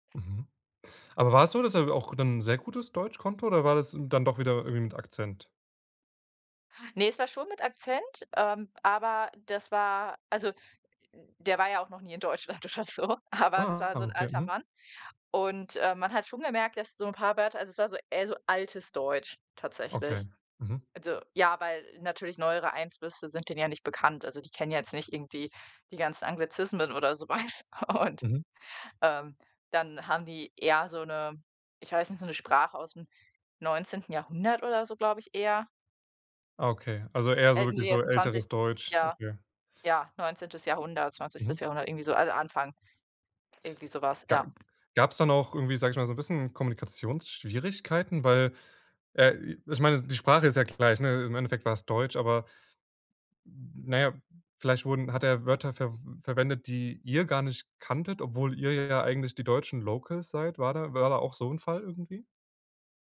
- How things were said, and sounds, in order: laughing while speaking: "noch nie in Deutschland, oder so"; laughing while speaking: "und"; in English: "locals"
- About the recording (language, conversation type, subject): German, podcast, Was war deine ungewöhnlichste Begegnung auf Reisen?